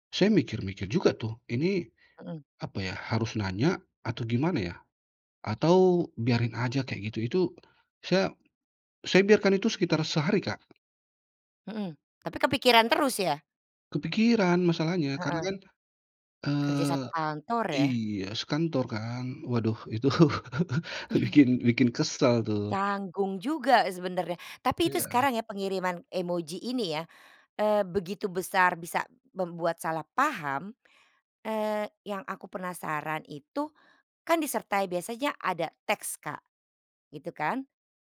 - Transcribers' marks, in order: chuckle; other background noise
- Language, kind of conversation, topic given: Indonesian, podcast, Pernah salah paham gara-gara emoji? Ceritakan, yuk?